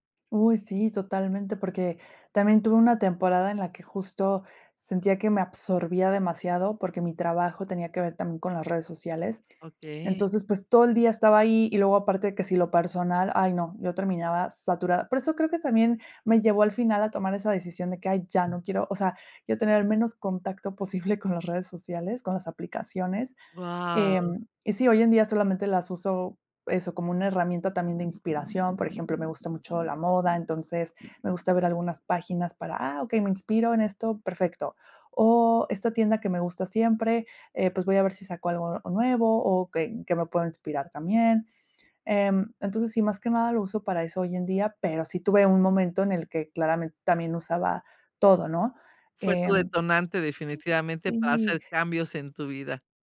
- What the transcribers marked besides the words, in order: tapping; laughing while speaking: "posible"; other background noise
- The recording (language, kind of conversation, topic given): Spanish, podcast, ¿Qué límites estableces entre tu vida personal y tu vida profesional en redes sociales?